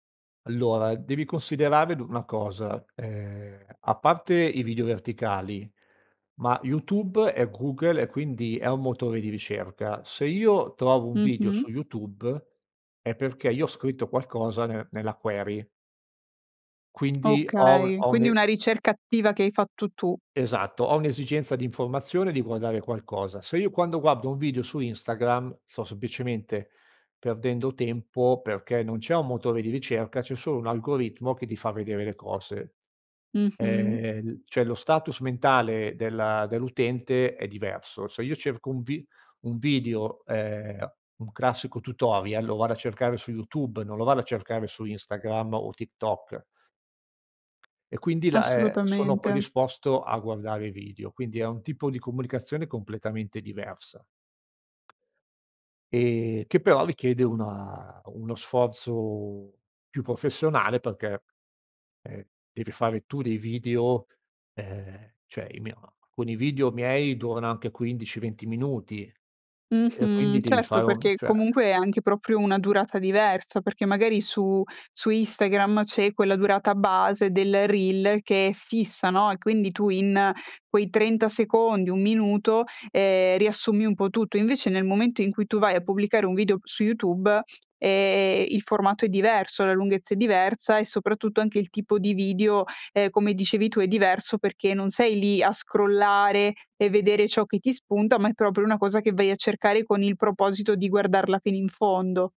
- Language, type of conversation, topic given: Italian, podcast, Hai mai fatto una pausa digitale lunga? Com'è andata?
- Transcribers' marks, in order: "una" said as "na"; tapping; in English: "query"; tsk; other background noise; lip smack; "cioè" said as "ceh"; in English: "reel"; in English: "scrollare"